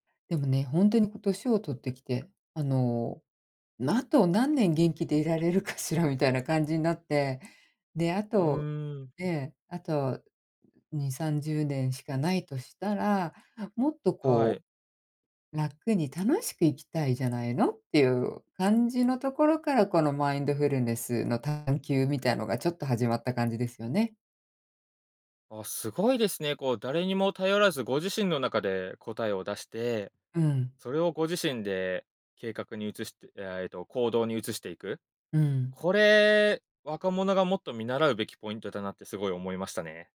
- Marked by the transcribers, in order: other noise; other background noise; joyful: "あ、すごいですね"; joyful: "これ"
- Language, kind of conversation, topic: Japanese, podcast, 都会の公園でもできるマインドフルネスはありますか？